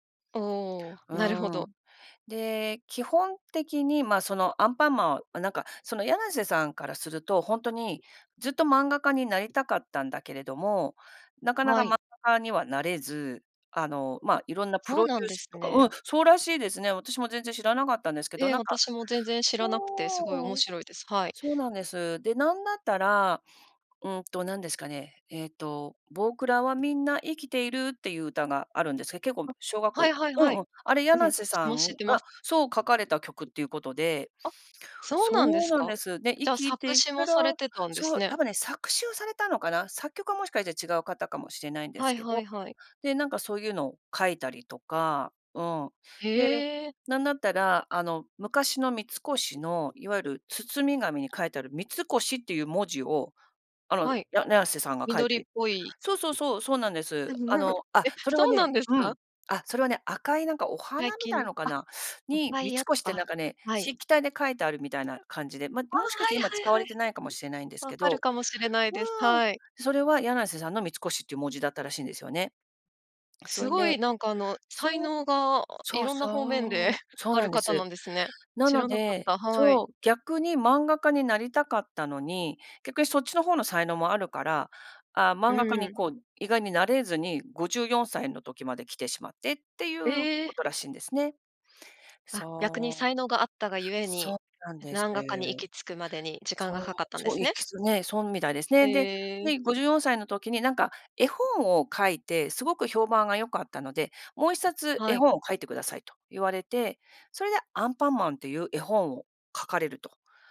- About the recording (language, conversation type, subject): Japanese, podcast, 魅力的な悪役はどのように作られると思いますか？
- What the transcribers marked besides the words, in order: singing: "ぼくらはみんな生きている"; singing: "生きていくから"; chuckle; "筆記体" said as "しっきたい"; chuckle; "漫画家" said as "なん画家"